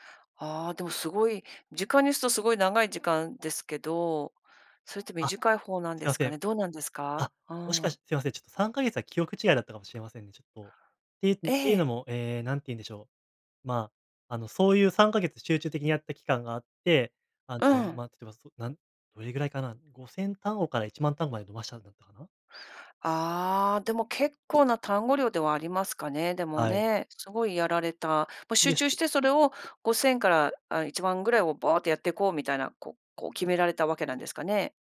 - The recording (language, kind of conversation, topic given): Japanese, podcast, 上達するためのコツは何ですか？
- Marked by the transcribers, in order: in English: "イエス"